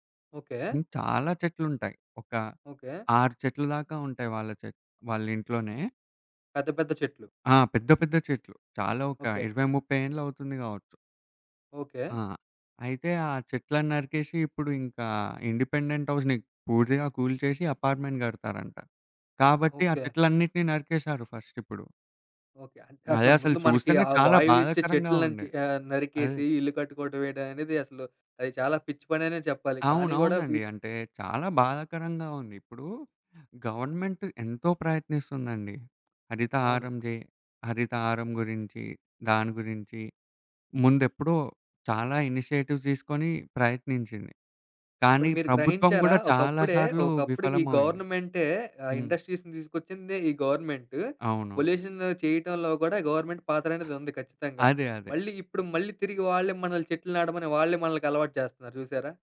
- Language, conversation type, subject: Telugu, podcast, చెట్లను పెంపొందించడంలో సాధారణ ప్రజలు ఎలా సహాయం చేయగలరు?
- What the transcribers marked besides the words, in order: in English: "ఇండిపెండెంట్ హౌస్‌ని"; in English: "అపార్ట్మెంట్"; in English: "గవర్నమెంట్"; in English: "ఇనిషియేటివ్స్"; in English: "ఇండస్ట్రీస్‌ని"; in English: "గవర్నమెంట్"